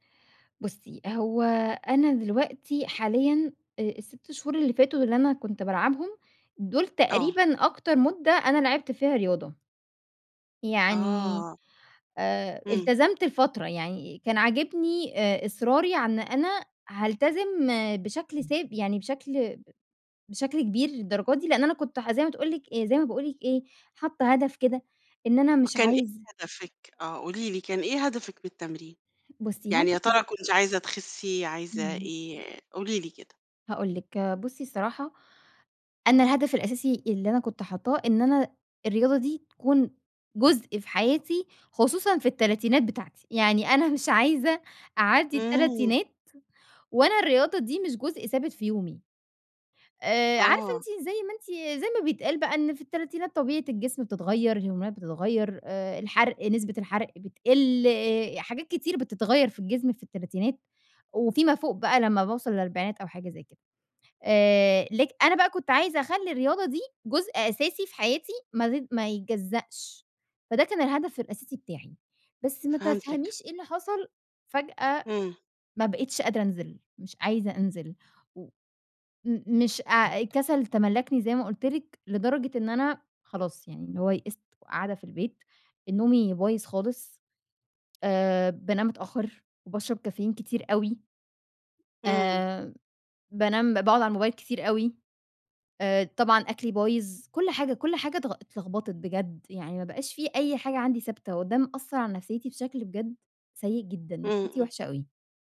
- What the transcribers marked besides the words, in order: none
- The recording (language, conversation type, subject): Arabic, advice, ليه مش قادر تلتزم بروتين تمرين ثابت؟